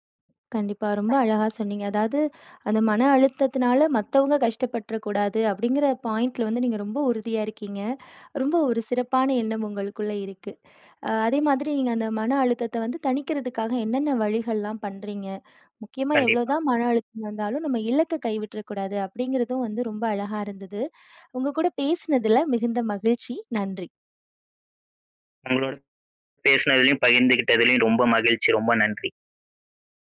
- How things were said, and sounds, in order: other background noise; other noise
- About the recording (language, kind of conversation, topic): Tamil, podcast, மனஅழுத்தத்தை நீங்கள் எப்படித் தணிக்கிறீர்கள்?